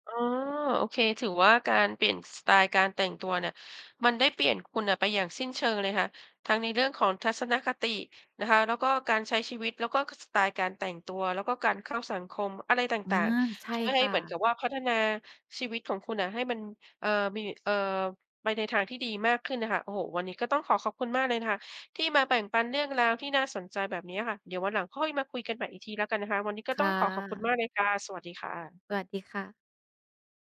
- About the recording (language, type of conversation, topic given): Thai, podcast, ตอนนี้สไตล์ของคุณเปลี่ยนไปยังไงบ้าง?
- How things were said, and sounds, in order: tapping